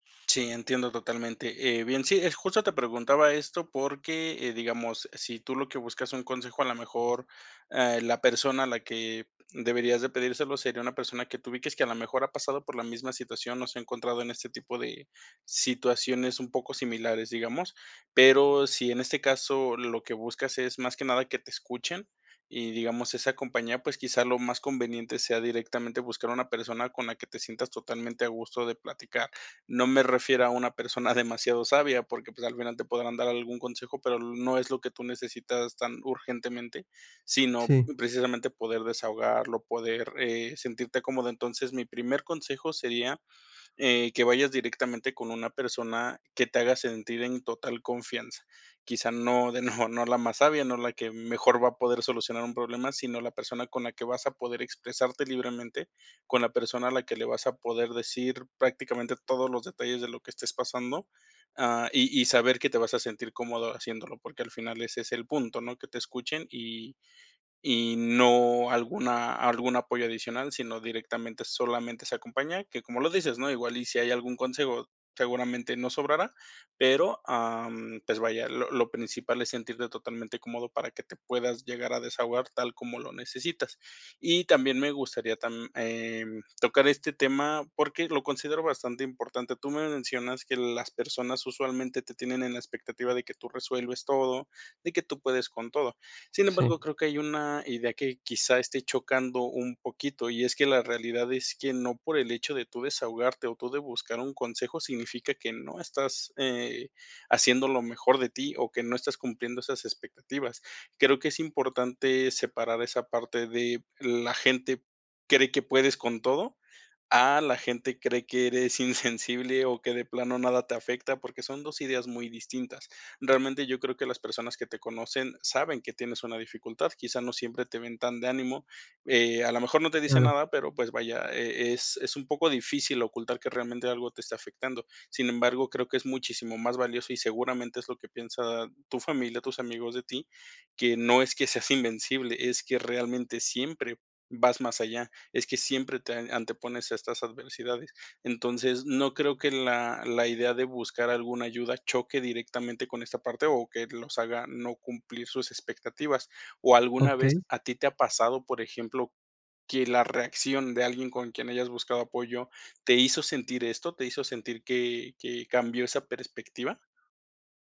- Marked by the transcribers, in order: other background noise; chuckle
- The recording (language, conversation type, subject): Spanish, advice, ¿Cómo puedo pedir apoyo emocional sin sentirme juzgado?